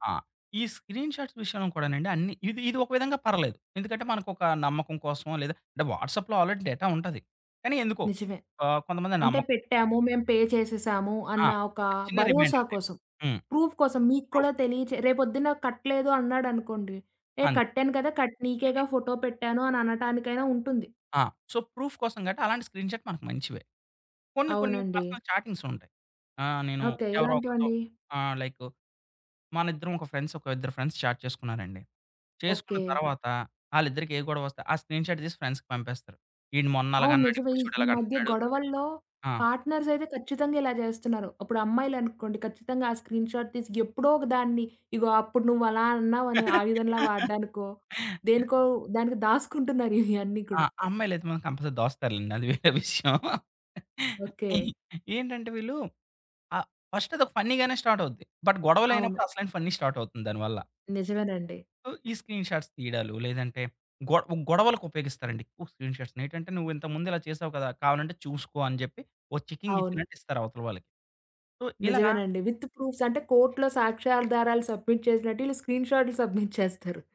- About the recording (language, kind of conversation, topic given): Telugu, podcast, నిన్నో ఫొటో లేదా స్క్రీన్‌షాట్ పంపేముందు ఆలోచిస్తావా?
- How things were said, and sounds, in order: in English: "స్క్రీన్‌షాట్స్"; in English: "వాట్సాప్‌లో ఆల్రెడీ డేటా"; in English: "పే"; in English: "ప్రూఫ్"; in English: "ప్రూఫ్"; other background noise; in English: "సో, ప్రూఫ్"; in English: "స్క్రీన్‌షాట్"; in English: "పర్సనల్ చాటింగ్స్"; in English: "ఫ్రెండ్స్"; in English: "ఫ్రెండ్స్ చాట్"; in English: "స్క్రీన్‌షాట్"; in English: "ఫ్రెండ్స్‌కి"; in English: "పార్ట్‌నర్స్"; in English: "స్క్రీన్‌షాట్"; laugh; laughing while speaking: "దానికి దాసుకుంటున్నారు ఇయన్నీ కూడా"; in English: "కంపల్సరీ"; laughing while speaking: "అది వేరే విషయం"; in English: "ఫస్ట్"; in English: "స్టార్ట్"; in English: "బట్"; in English: "ఫన్నీ స్టార్ట్"; in English: "స్క్రీన్‌షాట్స్"; in English: "స్క్రీన్‌షాట్స్"; in English: "చెకింగ్"; in English: "సో"; in English: "విత్ ప్రూఫ్స్"; in English: "కోర్ట్‌లొ"; in English: "సబ్మిట్"; in English: "సబ్మిట్"